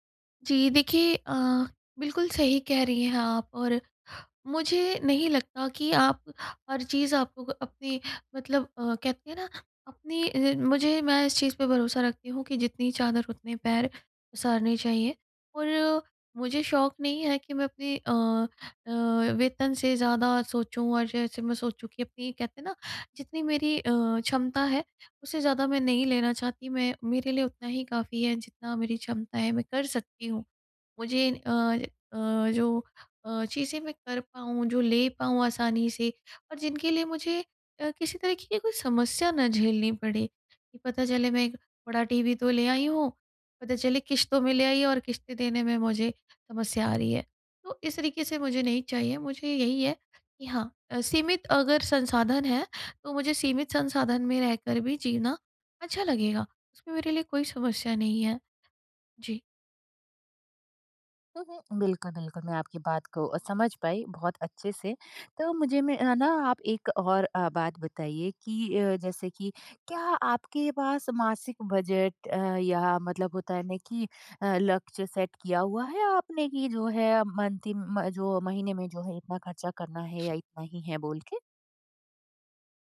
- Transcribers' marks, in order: in English: "सेट"; in English: "मंथ"
- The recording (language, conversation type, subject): Hindi, advice, मैं साधारण जीवनशैली अपनाकर अपने खर्च को कैसे नियंत्रित कर सकता/सकती हूँ?